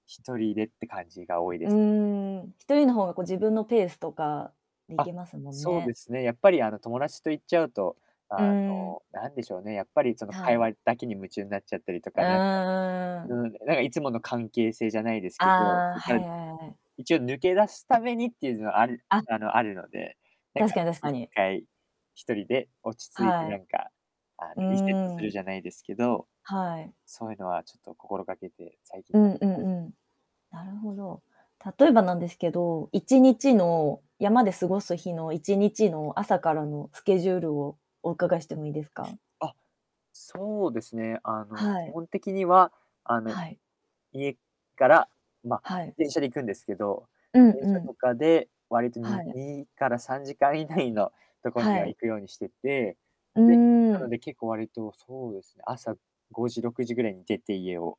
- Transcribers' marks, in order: other background noise
- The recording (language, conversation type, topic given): Japanese, podcast, 休日の過ごし方でいちばん好きなのは何ですか？